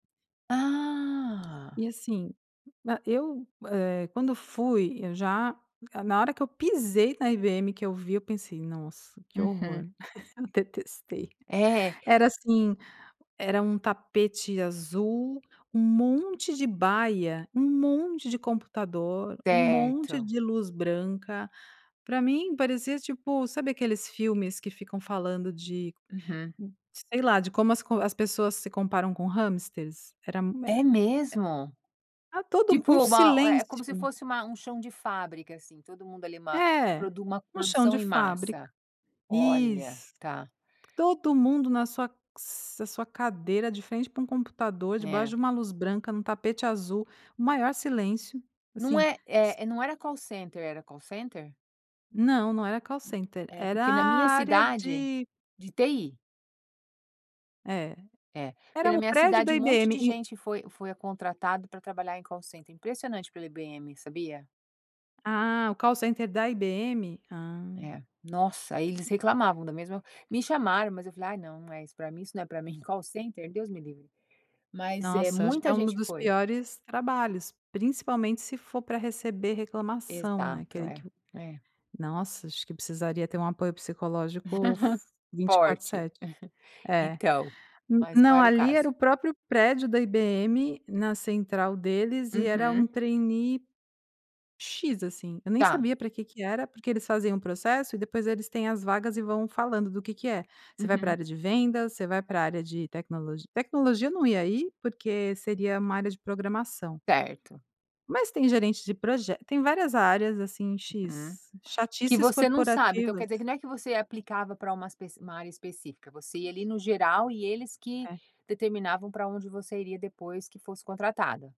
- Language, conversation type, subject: Portuguese, podcast, Você valoriza mais estabilidade ou liberdade profissional?
- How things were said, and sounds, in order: laugh; laugh; chuckle